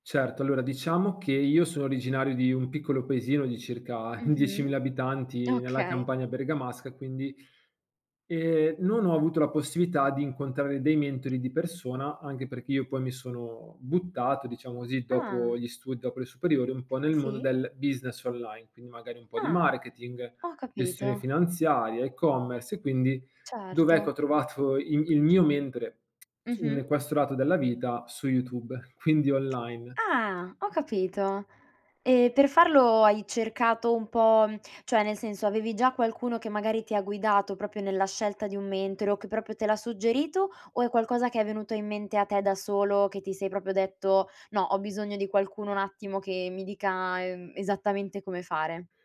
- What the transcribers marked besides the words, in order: laughing while speaking: "circa"; tapping; other background noise; laughing while speaking: "trovato"; laughing while speaking: "quindi"; "proprio" said as "propio"; "proprio" said as "propio"; "proprio" said as "propio"
- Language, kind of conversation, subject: Italian, podcast, Quando secondo te è il caso di cercare un mentore?